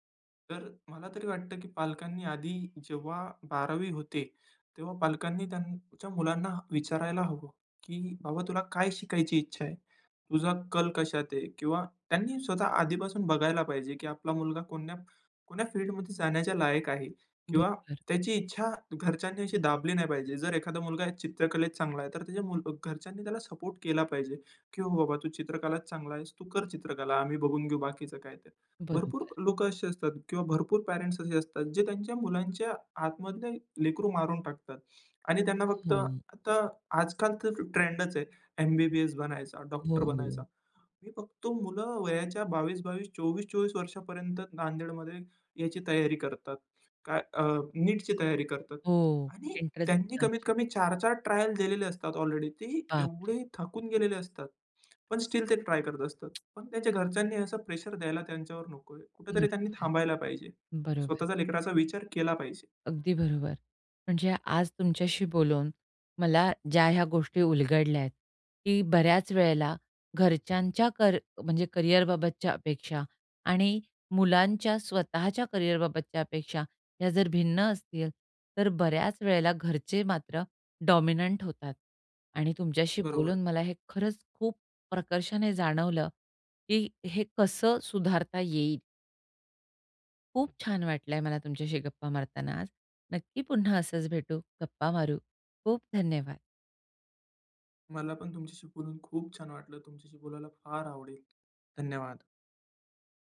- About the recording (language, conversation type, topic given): Marathi, podcast, तुमच्या घरात करिअरबाबत अपेक्षा कशा असतात?
- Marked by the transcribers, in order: in English: "एंट्रन्स एग्जामची"; tsk; in English: "डॉमिनंट"